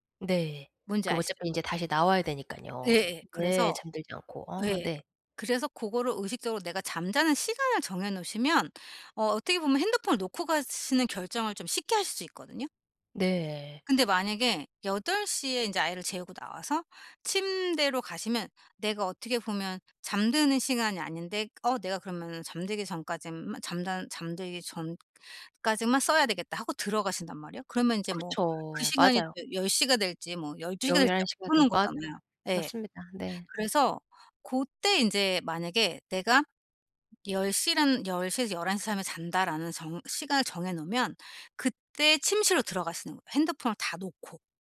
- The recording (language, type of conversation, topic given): Korean, advice, 잠들기 전에 마음을 편안하게 정리하려면 어떻게 해야 하나요?
- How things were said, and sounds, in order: tapping; other background noise